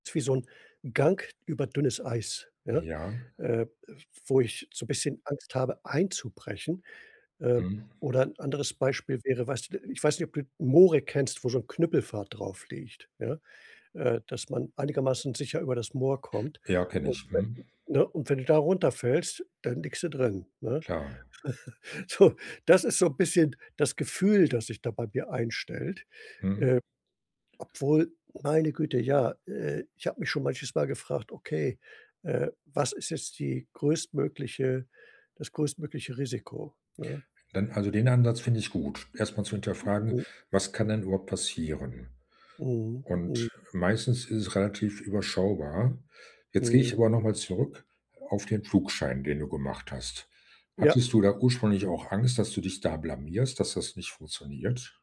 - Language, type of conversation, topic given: German, advice, Wie äußert sich deine Angst vor Blamage, wenn du neue Dinge ausprobierst?
- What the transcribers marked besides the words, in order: unintelligible speech; chuckle; other background noise